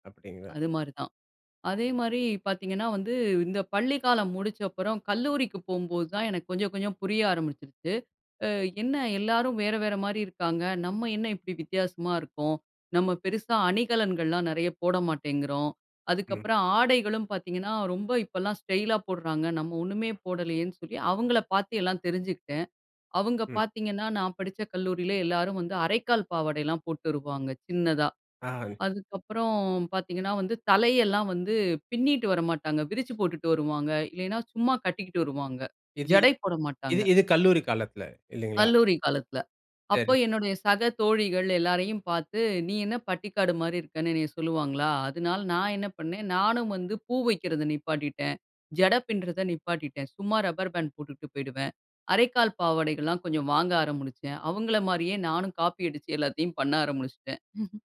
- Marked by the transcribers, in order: unintelligible speech; chuckle
- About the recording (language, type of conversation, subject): Tamil, podcast, உங்களுடைய பாணி முன்மாதிரி யார்?